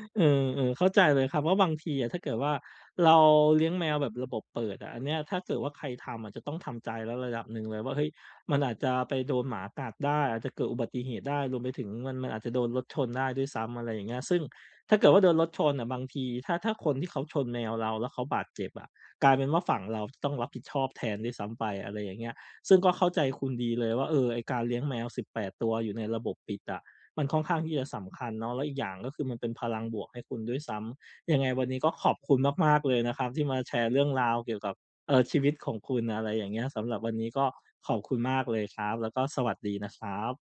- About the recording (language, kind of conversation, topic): Thai, podcast, คุณสังเกตไหมว่าอะไรทำให้คุณรู้สึกมีพลังหรือหมดพลัง?
- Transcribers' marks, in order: other background noise